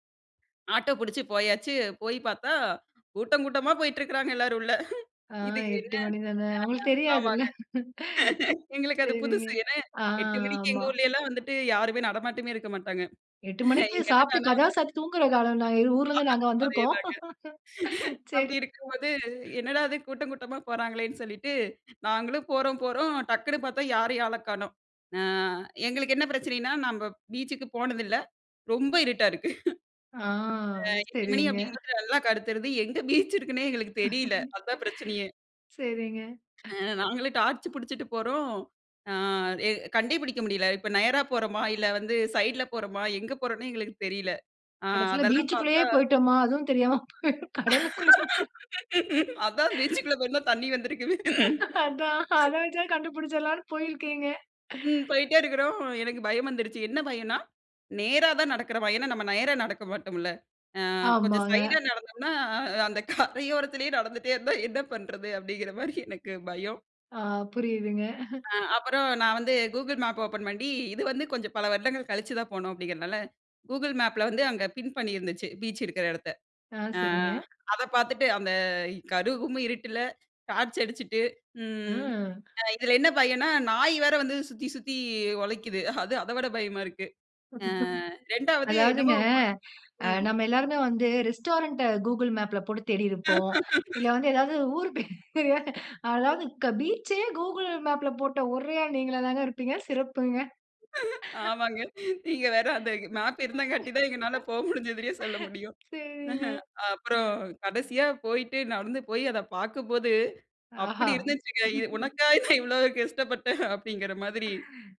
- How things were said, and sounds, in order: chuckle; laughing while speaking: "அவங்களுக்கு தெரியாதுல்ல"; unintelligible speech; laugh; tapping; chuckle; laugh; laughing while speaking: "அதேதாங்க"; laugh; laugh; laughing while speaking: "சரிங்க"; other background noise; chuckle; drawn out: "ஆ"; laugh; other noise; laughing while speaking: "போய் கடலுக்குள்ளேயே"; laugh; laughing while speaking: "அதான் பீச்க்குள்ள போயிருந்தா தண்ணீ வந்திருக்குமே"; laugh; laughing while speaking: "அதான் அத வச்சே கண்டுபுடுச்சிரலாம்ன்னு போயிருக்கீங்க"; laugh; laughing while speaking: "கரையோரத்திலயே நடந்துகிட்டே இருந்தா, என்ன பண்றது? அப்டிங்கிற மாதிரி எனக்கு பயம்"; in English: "கூகுள் மேப்ப"; in English: "கூகுள் மேப்ல"; "குழைக்குது" said as "ஒழைக்குது"; chuckle; laugh; in English: "ரெஸ்டாரண்ட்ட கூகிள் மேப்ல"; laugh; laughing while speaking: "ஏதாவது ஊர் பேரு"; laugh; laughing while speaking: "ஆமாங்க. நீங்க வேற அந்த மேப் இருந்தாங்காட்டி தான் எங்கனால போக முடிஞ்சதுன்னே சொல்ல முடியும்"; in English: "கூகிள் மேப்ல"; laugh; joyful: "அப்புறம் கடைசியா போயிட்டு நடந்து போயி அதை பார்க்கும்போது, அப்டி இருந்துச்சுங்க"; laughing while speaking: "சேரிங்க"; laugh; chuckle
- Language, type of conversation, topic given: Tamil, podcast, கடல் அலைகள் சிதறுவதைக் காணும் போது உங்களுக்கு என்ன உணர்வு ஏற்படுகிறது?